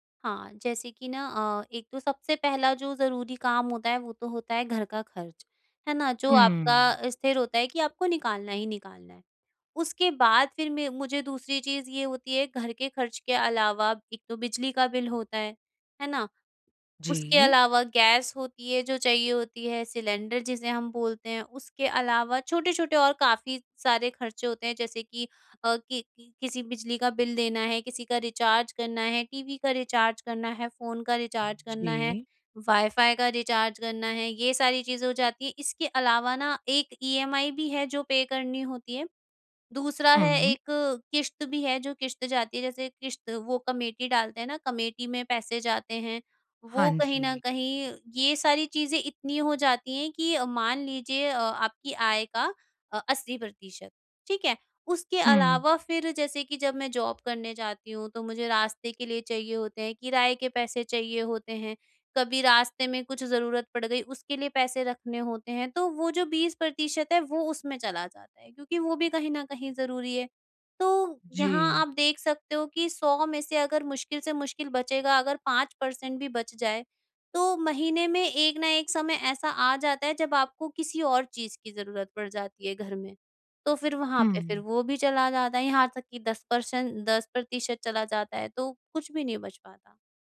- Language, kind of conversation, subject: Hindi, advice, आर्थिक अनिश्चितता में अनपेक्षित पैसों के झटकों से कैसे निपटूँ?
- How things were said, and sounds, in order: in English: "कमिटी"; in English: "कमिटी"; in English: "जॉब"